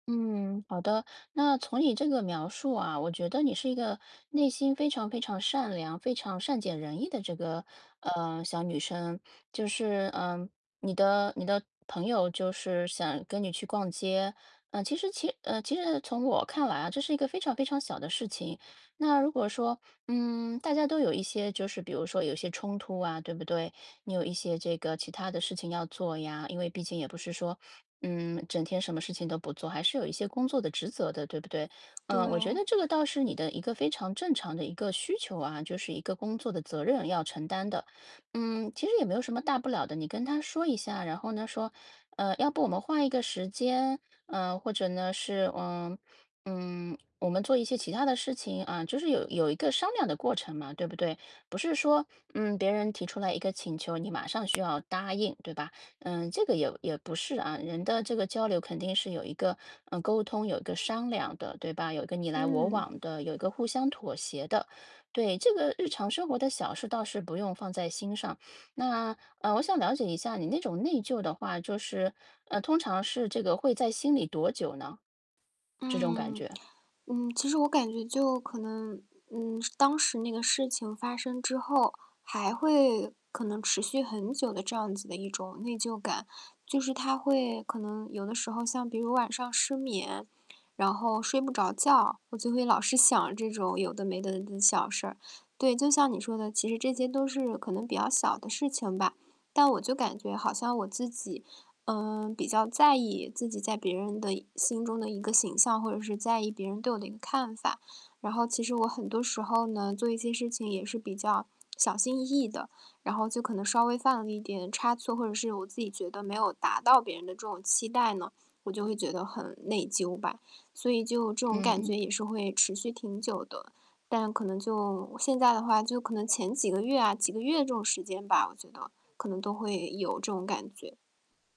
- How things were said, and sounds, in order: static; other background noise; distorted speech
- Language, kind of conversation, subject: Chinese, advice, 我怎样才能不被内疚感左右？